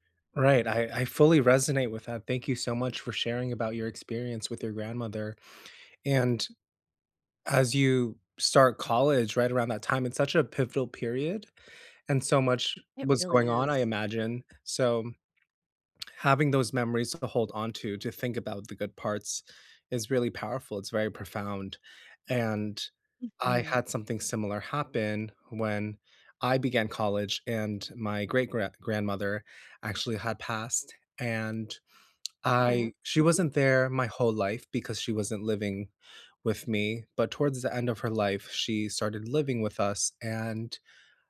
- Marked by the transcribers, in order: other background noise; tapping
- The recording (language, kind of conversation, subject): English, unstructured, What role do memories play in coping with loss?